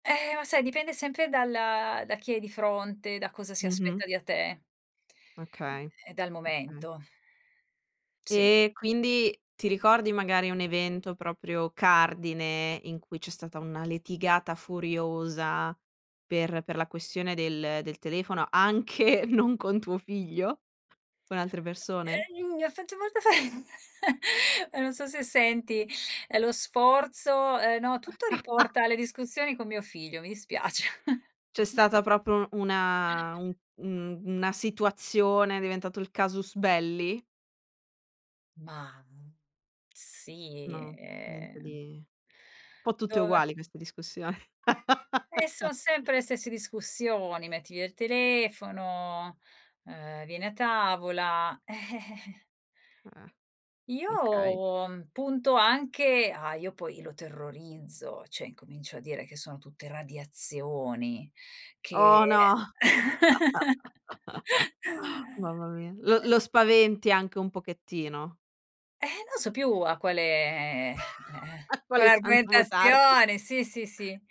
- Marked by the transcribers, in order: laughing while speaking: "anche"; other background noise; chuckle; laugh; chuckle; in Latin: "casus belli?"; laugh; chuckle; unintelligible speech; chuckle; laughing while speaking: "A quale santo votarti"
- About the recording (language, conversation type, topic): Italian, podcast, Quali regole segui per usare lo smartphone a tavola o durante una cena?